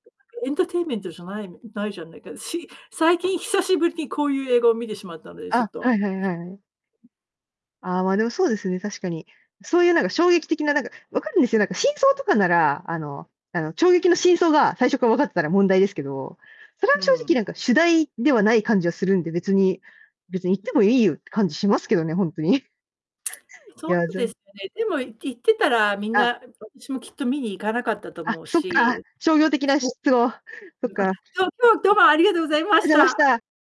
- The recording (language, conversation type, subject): Japanese, unstructured, 映画の中でいちばん感動した場面は何ですか？
- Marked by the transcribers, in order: distorted speech; "衝撃" said as "ちょうげき"; other background noise; unintelligible speech; "ありがとうございました" said as "あざました"